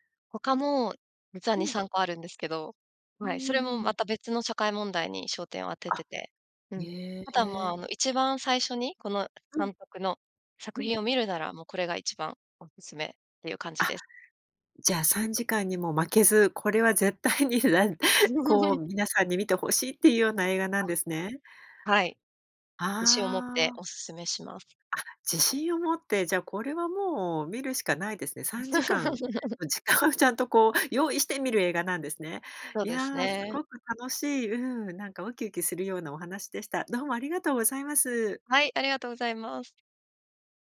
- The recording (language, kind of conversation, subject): Japanese, podcast, 好きな映画にまつわる思い出を教えてくれますか？
- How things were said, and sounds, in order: tapping; laughing while speaking: "絶対に"; chuckle; laugh; other background noise; laughing while speaking: "時間を"